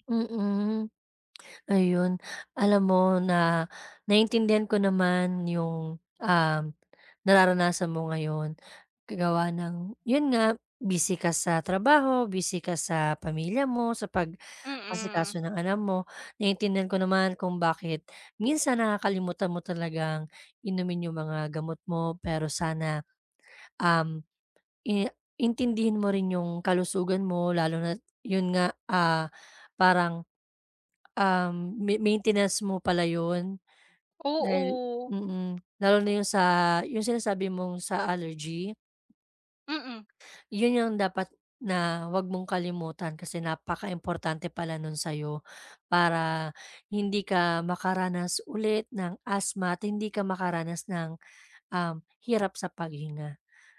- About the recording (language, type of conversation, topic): Filipino, advice, Paano mo maiiwasan ang madalas na pagkalimot sa pag-inom ng gamot o suplemento?
- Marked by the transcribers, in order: tapping; other background noise